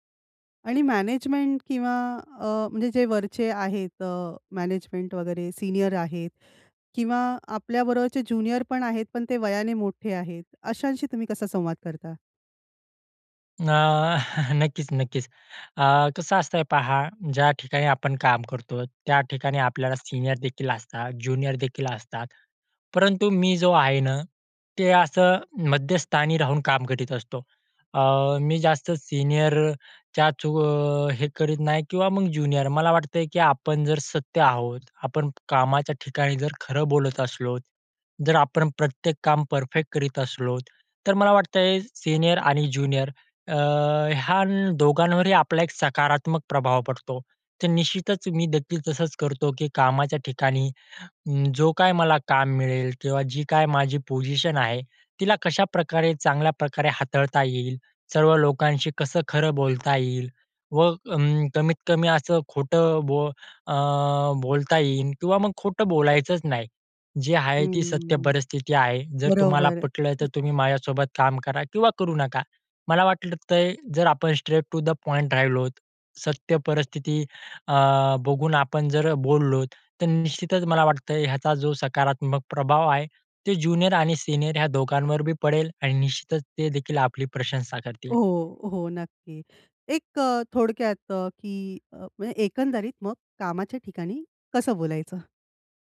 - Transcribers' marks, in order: tapping; chuckle; other background noise; other noise; "वाटतंय" said as "वाटलतंय"; in English: "स्ट्रेट टू द पॉइंट"
- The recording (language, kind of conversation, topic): Marathi, podcast, कामाच्या ठिकाणी नेहमी खरं बोलावं का, की काही प्रसंगी टाळावं?